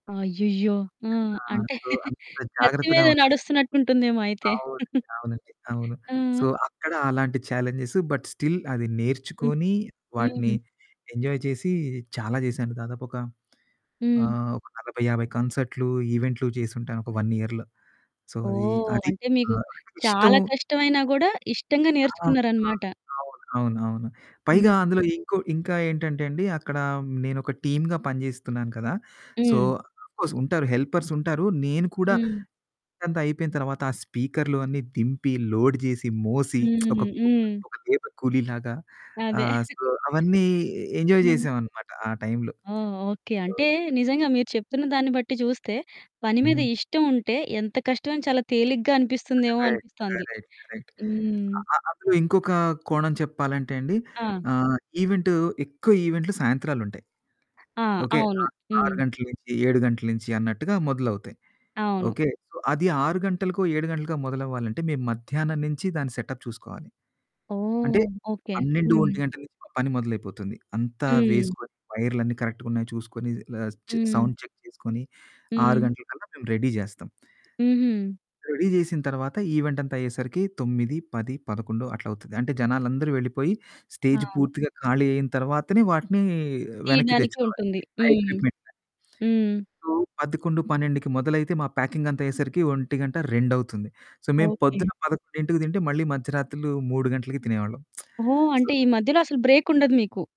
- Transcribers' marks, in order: other background noise; in English: "సో"; distorted speech; giggle; in English: "సో"; giggle; in English: "ఛాలెంజెస్. బట్ స్టిల్"; in English: "ఎంజాయ్"; in English: "వన్ ఇయర్‌లో. సో"; in English: "టీమ్‌గా"; in English: "సో, ఆఫ్ కోర్స్"; in English: "హెల్పర్స్"; in English: "దింపి లోడ్"; lip smack; unintelligible speech; giggle; in English: "సో"; in English: "ఎంజాయ్"; in English: "కరెక్ట్ కరెక్ట్ కరెక్ట్"; in English: "ఈవెంట్"; in English: "సో"; in English: "సెటప్"; in English: "కరెక్ట్‌గా"; in English: "సౌండ్ చెక్"; in English: "రెడీ"; in English: "రెడీ"; in English: "ఈవెంట్"; in English: "స్టేజ్"; in English: "ఎక్విప్మెంట్‌ని. సో"; in English: "ప్యాకింగ్"; in English: "సో"; lip smack; in English: "సో"
- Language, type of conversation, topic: Telugu, podcast, పని ద్వారా మీకు సంతోషం కలగాలంటే ముందుగా ఏం అవసరం?